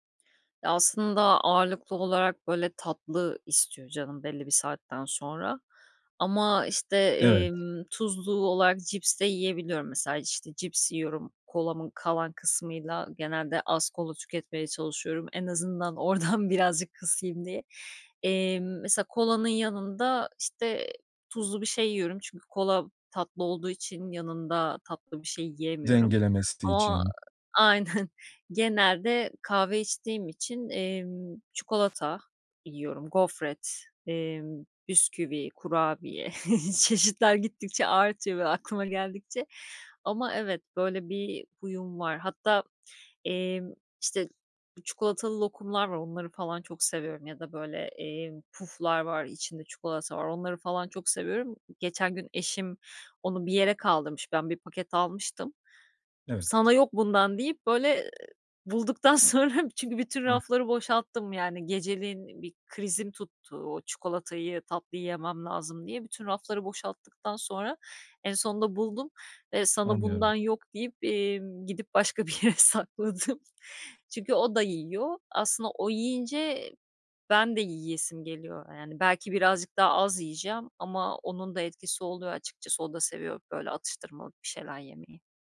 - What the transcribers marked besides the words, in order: laughing while speaking: "oradan"; other background noise; laughing while speaking: "Aynen"; chuckle; laughing while speaking: "sonra"; laughing while speaking: "bir yere sakladım"
- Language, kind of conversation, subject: Turkish, advice, Sağlıklı atıştırmalık seçerken nelere dikkat etmeli ve porsiyon miktarını nasıl ayarlamalıyım?